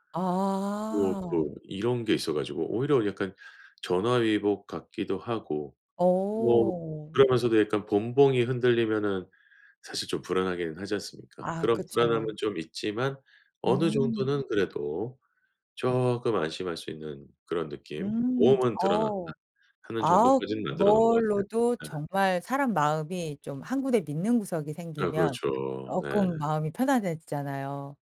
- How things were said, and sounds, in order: other background noise
- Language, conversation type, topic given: Korean, advice, 조직 개편으로 팀과 업무 방식이 급격히 바뀌어 불안할 때 어떻게 대처하면 좋을까요?